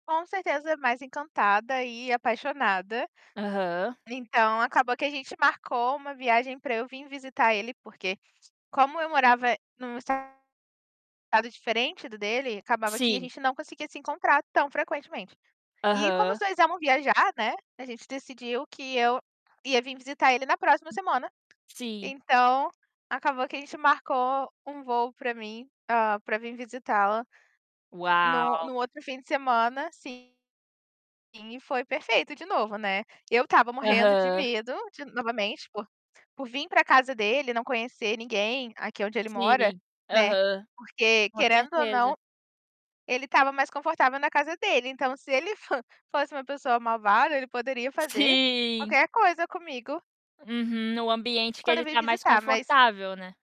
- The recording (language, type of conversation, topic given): Portuguese, podcast, Como foi o encontro mais inesperado que você teve durante uma viagem?
- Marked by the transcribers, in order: tapping; static; distorted speech; mechanical hum